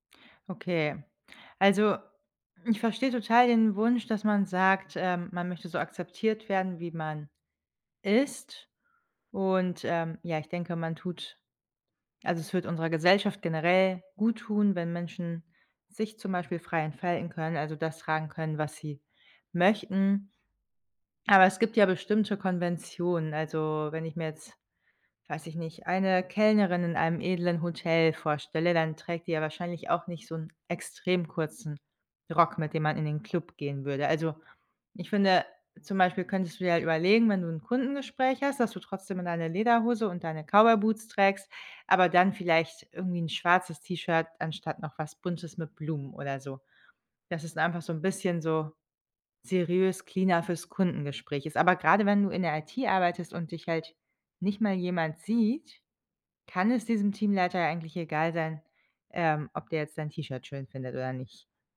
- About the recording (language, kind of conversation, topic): German, advice, Wie fühlst du dich, wenn du befürchtest, wegen deines Aussehens oder deines Kleidungsstils verurteilt zu werden?
- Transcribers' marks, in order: other background noise; in English: "cleaner"